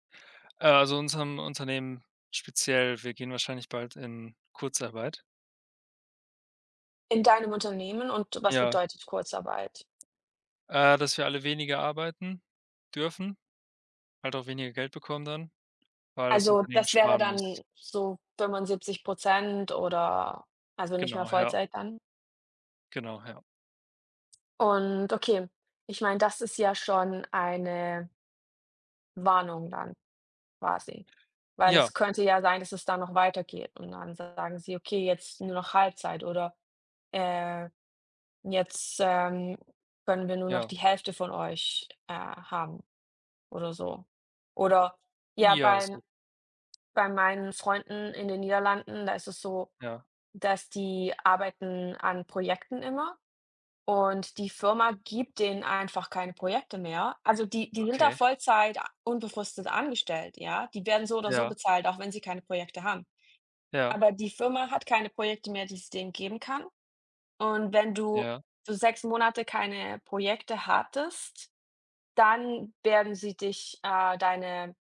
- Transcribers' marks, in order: other background noise
- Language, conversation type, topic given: German, unstructured, Was war deine aufregendste Entdeckung auf einer Reise?